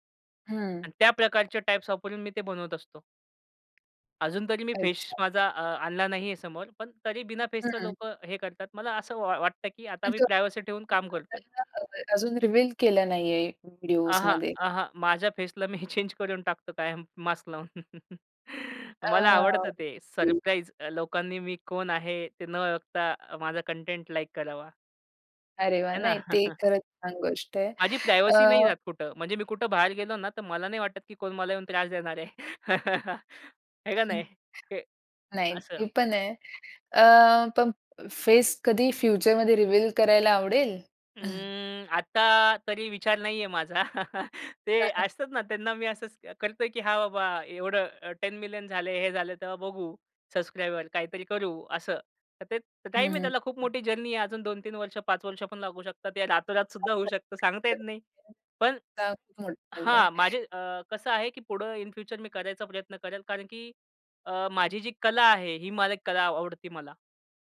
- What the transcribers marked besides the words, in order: tapping; in English: "प्रायव्हसी"; unintelligible speech; in English: "रिव्हील"; laughing while speaking: "मी चेंज करून टाकतो कायम मास्क लावून"; chuckle; in English: "प्रायव्हसी"; chuckle; other noise; chuckle; in English: "रिव्हील"; chuckle; in English: "टेन मिलियन"; in English: "जर्नी"; unintelligible speech; in English: "इन फ्युचर"
- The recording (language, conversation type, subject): Marathi, podcast, सोशल माध्यमांनी तुमची कला कशी बदलली?